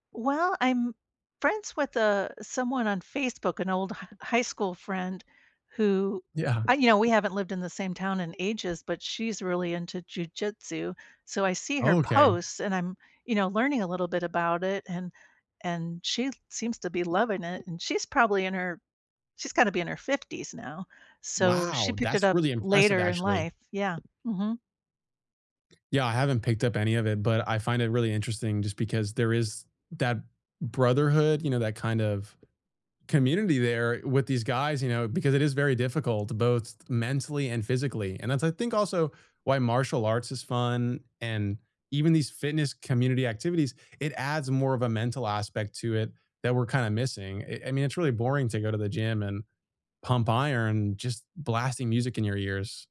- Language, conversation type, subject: English, unstructured, How do communities make fitness fun while helping you stay motivated and connected?
- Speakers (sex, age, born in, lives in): female, 55-59, United States, United States; male, 25-29, United States, United States
- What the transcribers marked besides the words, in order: other background noise; laughing while speaking: "Yeah"; tapping